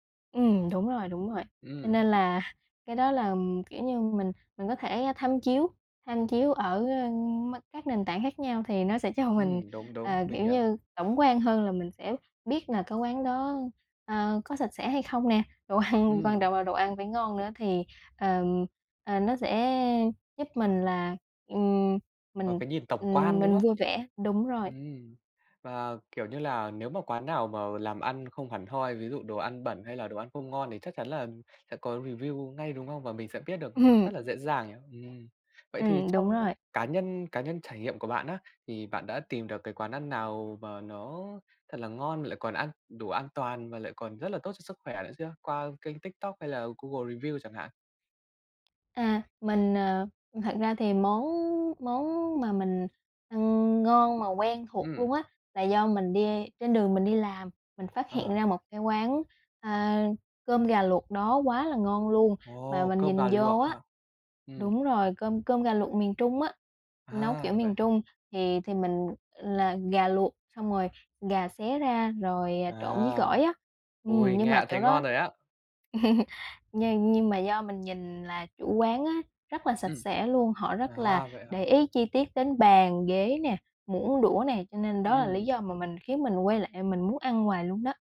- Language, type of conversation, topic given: Vietnamese, podcast, Làm sao để cân bằng chế độ ăn uống khi bạn bận rộn?
- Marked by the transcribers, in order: laughing while speaking: "cho mình"; background speech; laughing while speaking: "Đồ ăn"; in English: "review"; other background noise; laugh; "hoài" said as "quài"